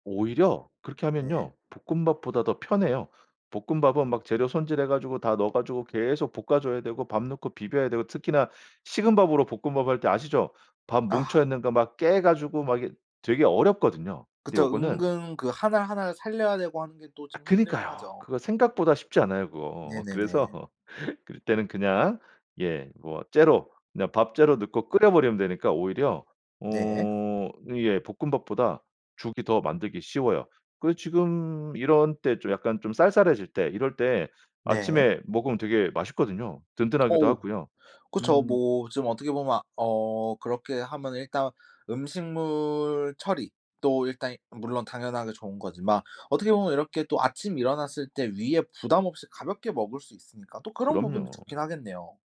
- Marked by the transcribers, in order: laugh
- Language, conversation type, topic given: Korean, podcast, 집에서 음식물 쓰레기를 줄이는 가장 쉬운 방법은 무엇인가요?